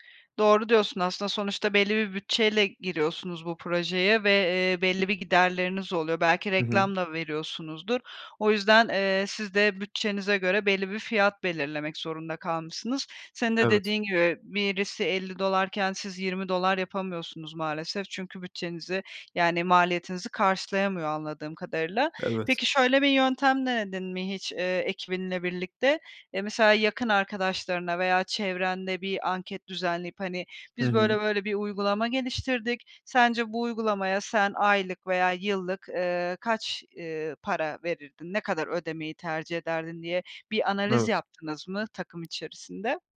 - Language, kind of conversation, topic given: Turkish, advice, Ürün ya da hizmetim için doğru fiyatı nasıl belirleyebilirim?
- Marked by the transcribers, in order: other background noise; tapping